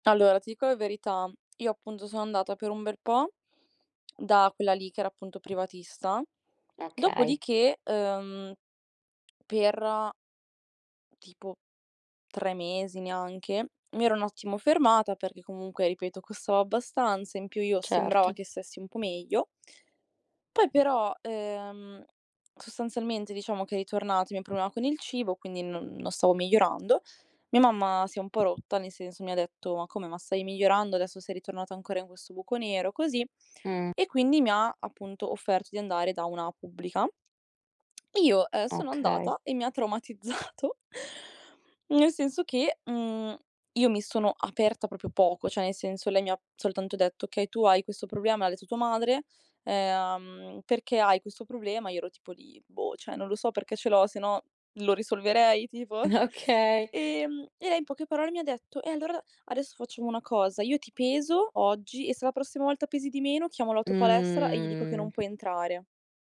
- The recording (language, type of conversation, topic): Italian, advice, Come posso iniziare a chiedere aiuto quando mi sento sopraffatto?
- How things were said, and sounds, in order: tapping; lip smack; other background noise; tsk; laughing while speaking: "traumatizzato"; laughing while speaking: "tipo?"; laughing while speaking: "Okay"